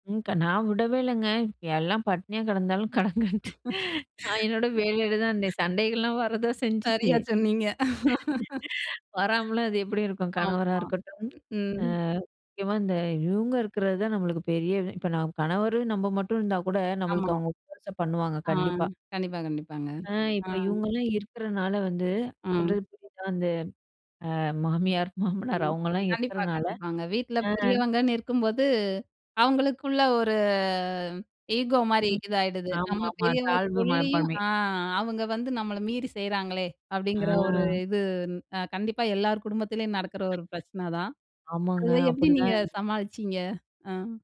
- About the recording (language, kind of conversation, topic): Tamil, podcast, உங்கள் சுதந்திரத்தையும் குடும்பப் பொறுப்புகளையும் எப்படி சமநிலைப்படுத்துகிறீர்கள்?
- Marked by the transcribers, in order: laughing while speaking: "கெடந்தாலும் கெடங்கண்ட்டு"; laugh; laughing while speaking: "சண்டைகள்லாம் வரதா செஞ்சுச்சு"; laugh; laugh; laughing while speaking: "மாமனார்"; drawn out: "ஒரு"; in English: "ஈகோ"; other noise